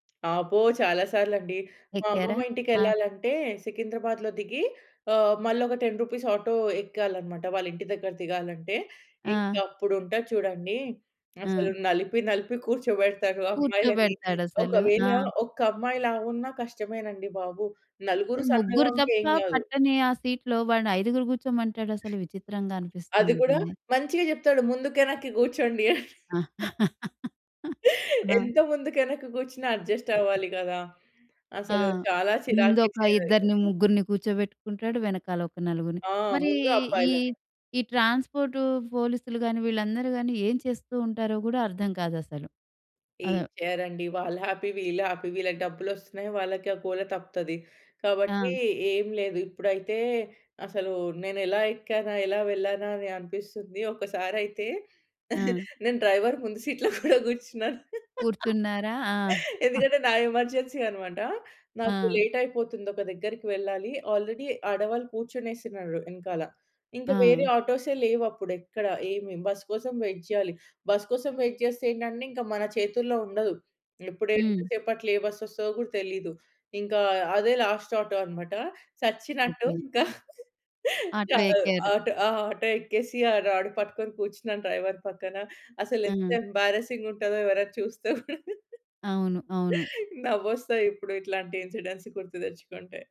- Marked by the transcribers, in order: in English: "టెన్ రూపీస్"; in English: "సీట్‌లో"; tapping; chuckle; laugh; in English: "అడ్జస్ట్"; other background noise; in English: "హ్యాపీ"; in English: "హ్యాపీ"; giggle; in English: "డ్రైవర్"; in English: "సీట్‌లో"; laugh; other noise; in English: "ఎమర్జెన్సీ"; in English: "లేట్"; in English: "ఆల్రెడీ"; in English: "వెయిట్"; in English: "వెయిట్"; in English: "లాస్ట్"; chuckle; in English: "రాడ్"; in English: "డ్రైవర్"; in English: "ఎంబ్యారసింగ్"; laugh; in English: "ఇన్‌సిడెంట్స్"
- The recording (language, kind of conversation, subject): Telugu, podcast, టాక్సీ లేదా ఆటో డ్రైవర్‌తో మీకు ఏమైనా సమస్య ఎదురయ్యిందా?